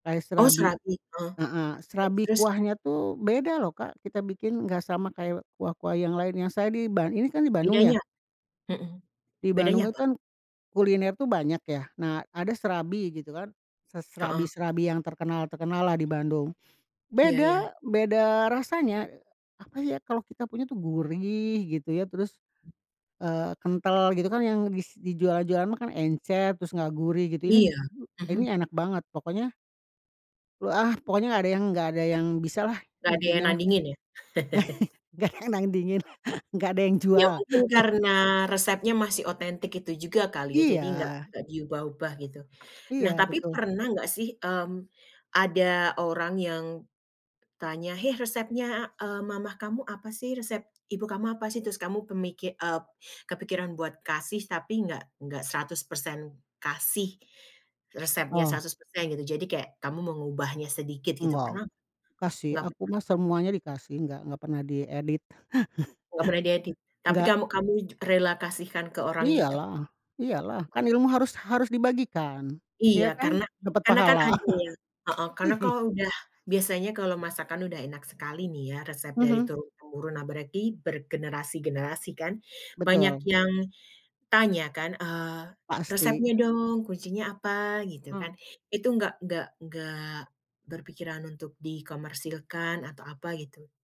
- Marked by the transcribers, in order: tapping; other background noise; chuckle; laughing while speaking: "Nggak ada yang nandingin. Nggak ada yang jual"; laugh; chuckle; laugh; laugh
- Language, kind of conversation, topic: Indonesian, podcast, Pernahkah kamu memasak resep warisan keluarga, dan bagaimana pengalamanmu saat melakukannya?